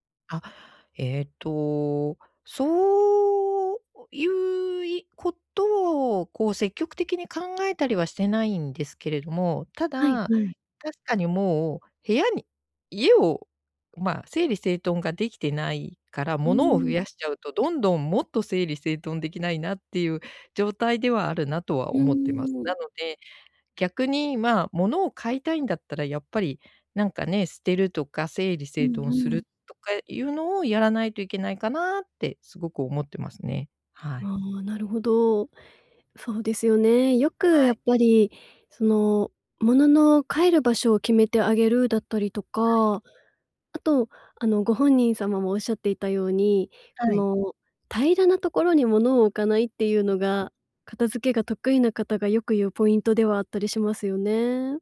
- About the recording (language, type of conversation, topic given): Japanese, advice, 家事や整理整頓を習慣にできない
- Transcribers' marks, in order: none